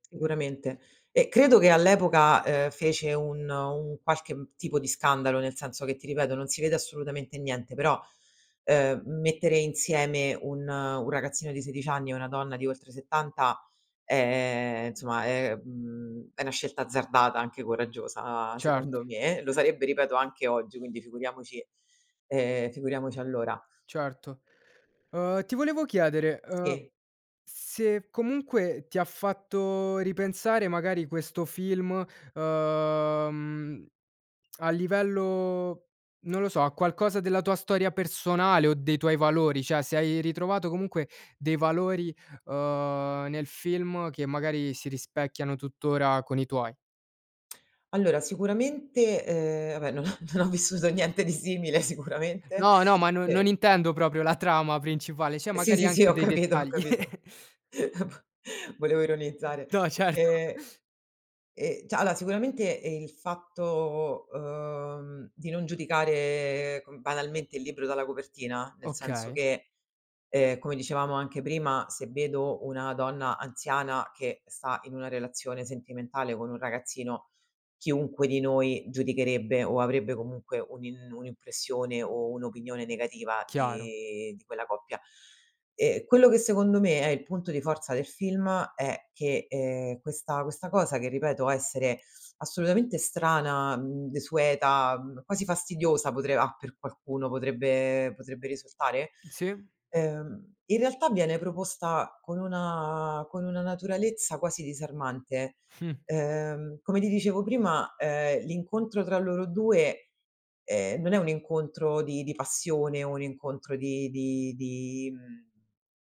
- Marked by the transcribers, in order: "insomma" said as "nsomma"; "cioè" said as "ceh"; tsk; laughing while speaking: "non ho non ho vissuto niente di simile sicuramente"; laughing while speaking: "ho capito"; chuckle; "cioè" said as "ceh"; laughing while speaking: "No certo"; laughing while speaking: "Mh"
- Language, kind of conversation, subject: Italian, podcast, Qual è un film che ti ha cambiato la prospettiva sulla vita?